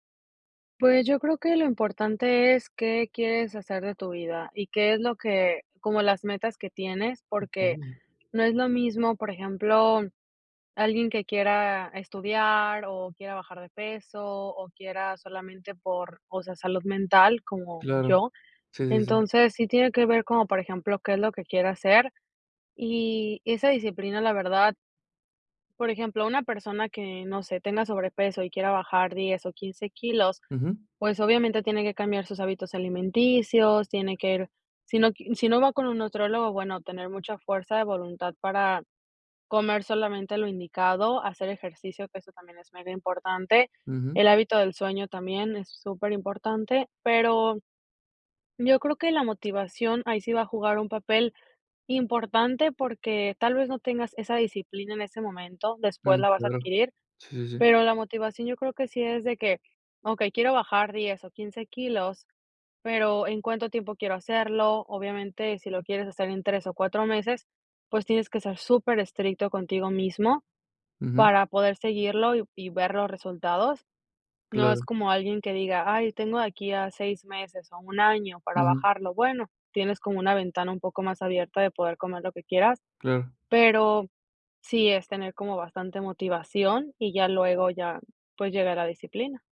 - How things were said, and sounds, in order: none
- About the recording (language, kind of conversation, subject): Spanish, podcast, ¿Qué papel tiene la disciplina frente a la motivación para ti?